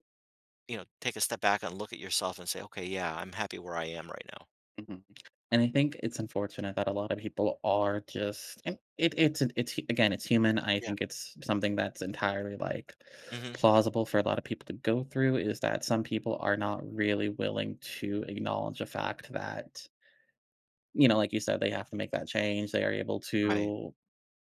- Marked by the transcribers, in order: other background noise
- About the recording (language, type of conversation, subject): English, unstructured, How can I stay connected when someone I care about changes?